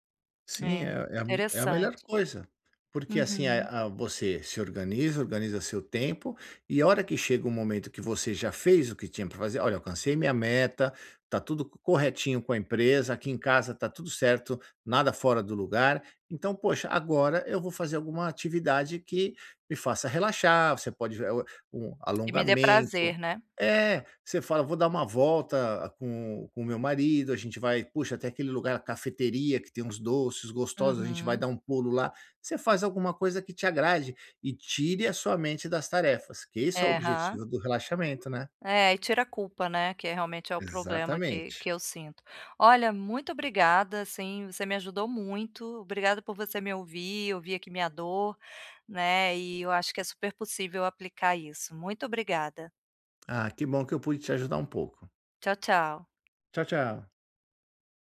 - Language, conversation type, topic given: Portuguese, advice, Como lidar com a culpa ou a ansiedade ao dedicar tempo ao lazer?
- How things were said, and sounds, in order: tapping